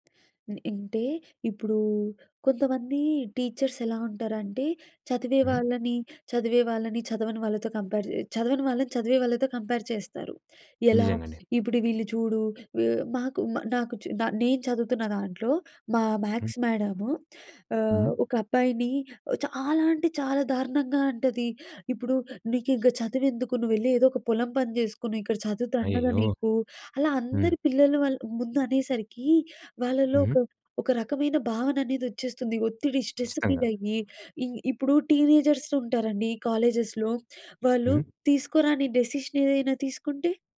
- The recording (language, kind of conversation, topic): Telugu, podcast, పిల్లల ఒత్తిడిని తగ్గించేందుకు మీరు అనుసరించే మార్గాలు ఏమిటి?
- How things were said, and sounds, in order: in English: "టీచర్స్"; in English: "కంపేర్"; in English: "కంపేర్"; in English: "మ్యాథ్స్"; in English: "స్ట్రెస్ ఫీల్"; in English: "టీనేజర్స్"; in English: "కాలేజెస్‍లో"; in English: "డెసిషన్"